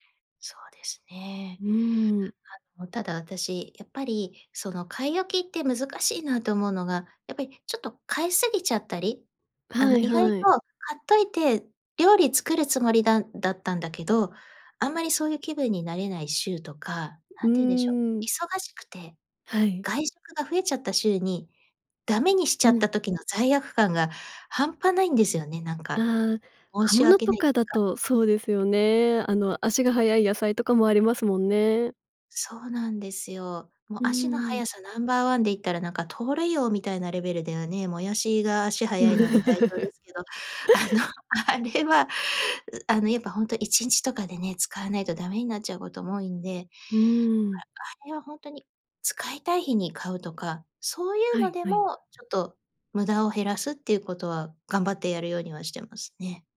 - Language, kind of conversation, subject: Japanese, podcast, 食材の無駄を減らすために普段どんな工夫をしていますか？
- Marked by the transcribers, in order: chuckle; laughing while speaking: "あの、あれは"